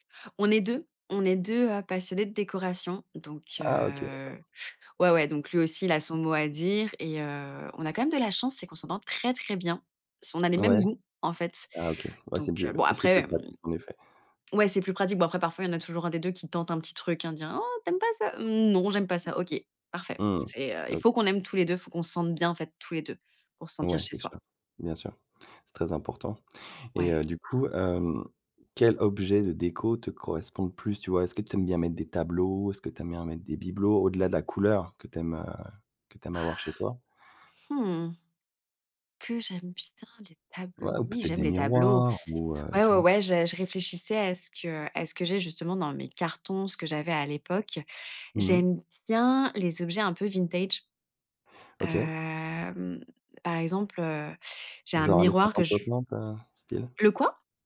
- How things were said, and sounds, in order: none
- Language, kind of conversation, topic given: French, podcast, Qu’est-ce qui fait qu’un endroit devient un chez-soi ?